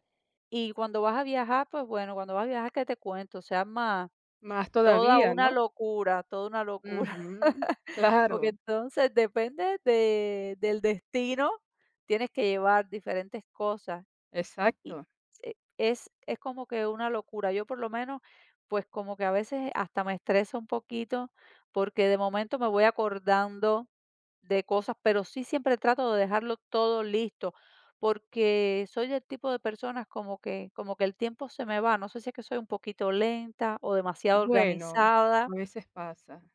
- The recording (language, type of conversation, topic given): Spanish, podcast, ¿Qué cosas siempre dejas listas la noche anterior?
- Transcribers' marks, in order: laugh